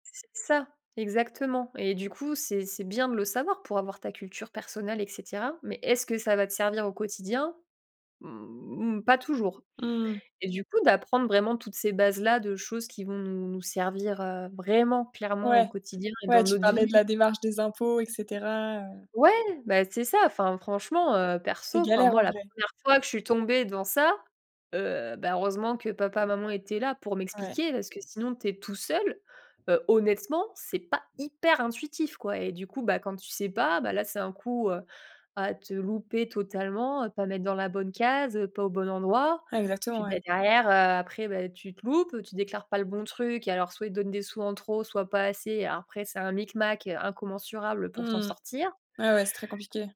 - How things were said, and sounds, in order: stressed: "vraiment"; tapping; stressed: "hyper"; other background noise
- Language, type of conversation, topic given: French, podcast, Selon toi, comment l’école pourrait-elle mieux préparer les élèves à la vie ?